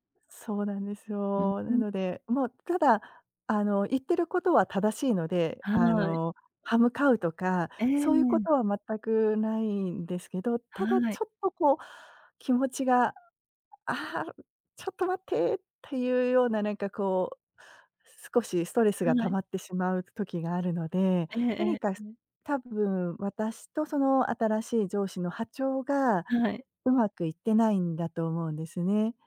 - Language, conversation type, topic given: Japanese, advice, 上司が交代して仕事の進め方が変わり戸惑っていますが、どう対処すればよいですか？
- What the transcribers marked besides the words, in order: none